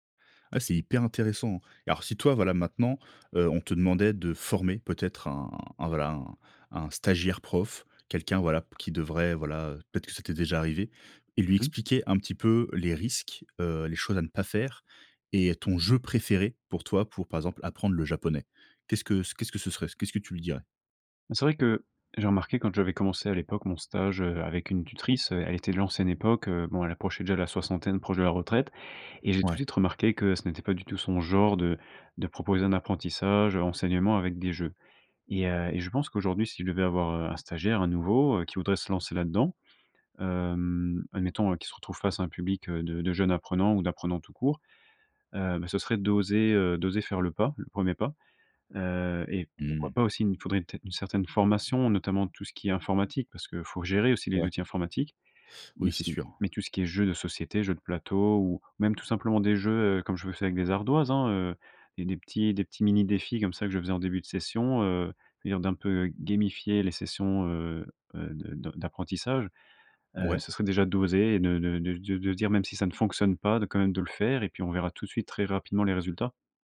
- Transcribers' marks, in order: tapping; stressed: "former"; other background noise; in English: "gamifier"
- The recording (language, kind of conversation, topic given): French, podcast, Comment le jeu peut-il booster l’apprentissage, selon toi ?